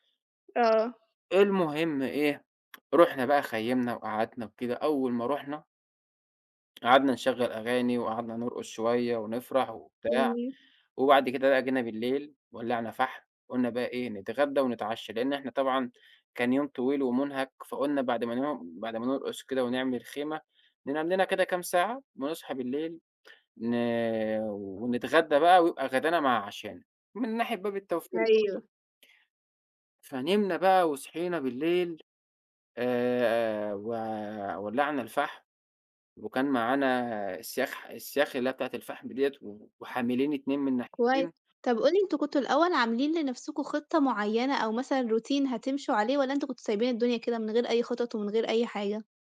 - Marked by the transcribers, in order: tapping; in English: "روتين"
- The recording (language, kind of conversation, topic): Arabic, podcast, إزاي بتجهّز لطلعة تخييم؟